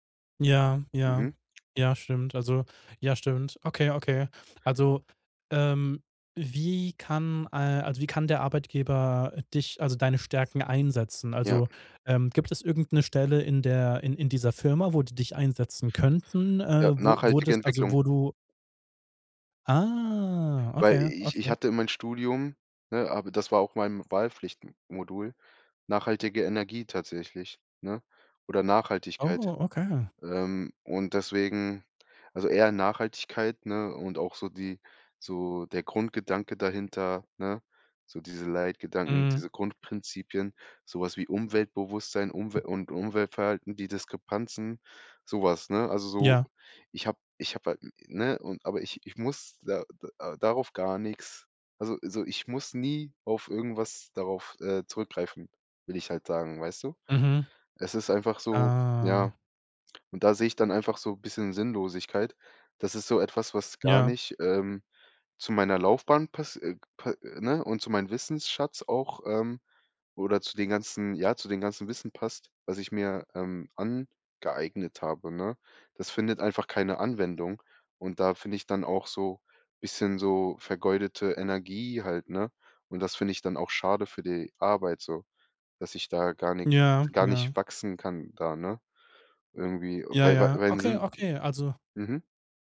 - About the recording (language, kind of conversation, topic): German, podcast, Was macht einen Job für dich sinnvoll?
- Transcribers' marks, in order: drawn out: "Ah"; drawn out: "Ah"; other background noise